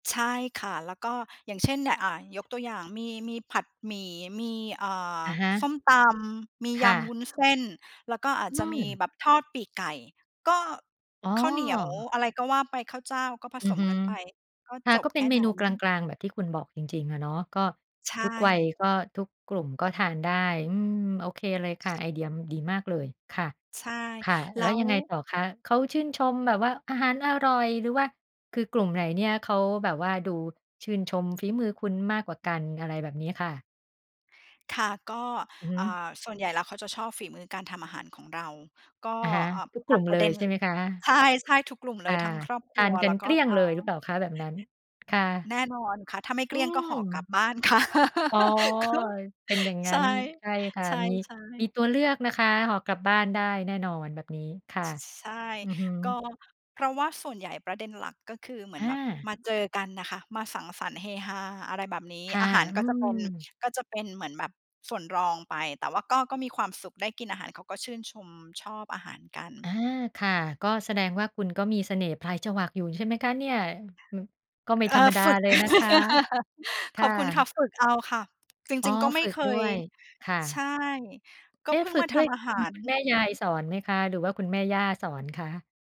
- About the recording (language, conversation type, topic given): Thai, podcast, เมื่อมีแขกมาบ้าน คุณเตรียมตัวอย่างไรบ้าง?
- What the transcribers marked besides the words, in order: other background noise; laughing while speaking: "ค่ะ"; laugh; laugh